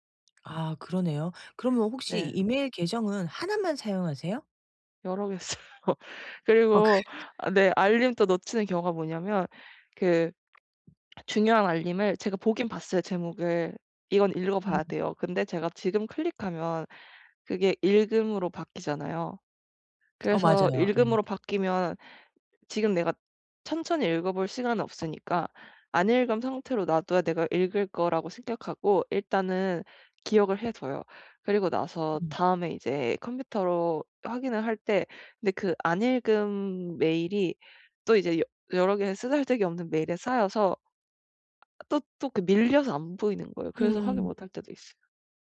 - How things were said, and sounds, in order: laughing while speaking: "써요"; laughing while speaking: "그"; laugh; swallow; other background noise; tapping
- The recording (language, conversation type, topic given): Korean, advice, 이메일과 알림을 오늘부터 깔끔하게 정리하려면 어떻게 시작하면 좋을까요?